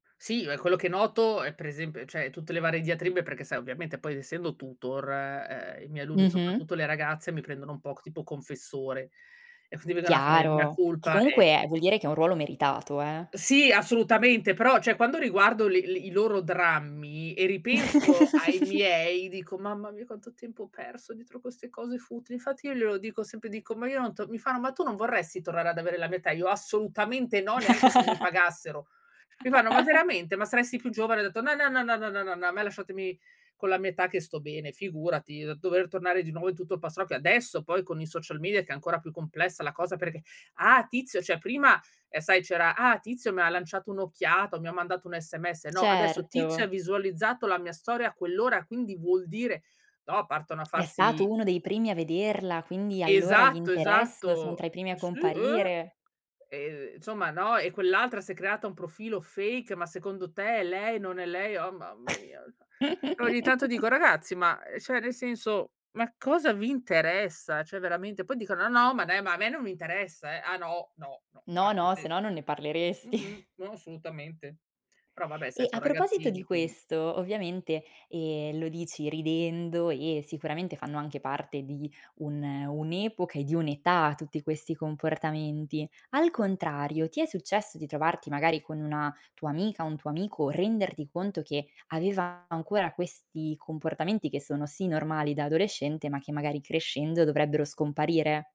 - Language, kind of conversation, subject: Italian, podcast, Cosa ti motiva a condividere qualcosa sui social?
- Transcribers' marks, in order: "cioè" said as "ceh"; tapping; in Latin: "mea culpa"; "cioè" said as "ceh"; giggle; laugh; stressed: "adesso"; "cioè" said as "ceh"; "insomma" said as "nzomma"; in English: "fake"; "cioè" said as "ceh"; other noise; chuckle; "cioè" said as "ceh"; "Cioè" said as "ceh"; laughing while speaking: "parleresti"